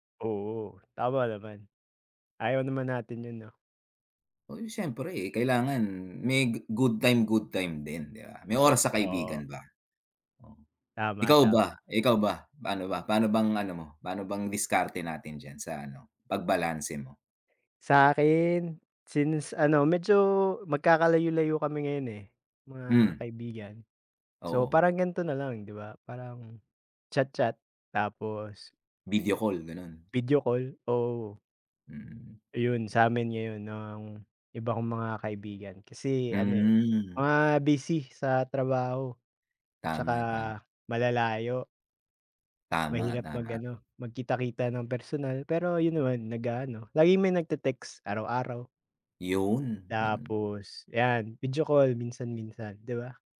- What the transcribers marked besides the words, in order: tapping
- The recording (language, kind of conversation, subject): Filipino, unstructured, Paano mo binabalanse ang oras para sa trabaho at oras para sa mga kaibigan?